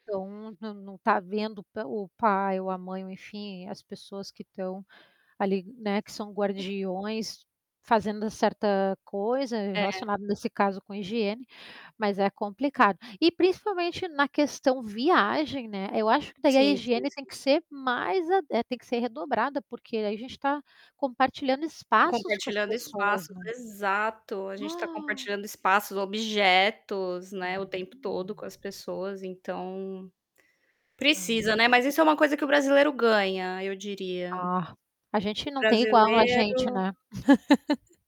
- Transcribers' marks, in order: static; other background noise; tapping; gasp; humming a tune; laugh
- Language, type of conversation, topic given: Portuguese, unstructured, Qual foi a pior experiência que você já teve viajando?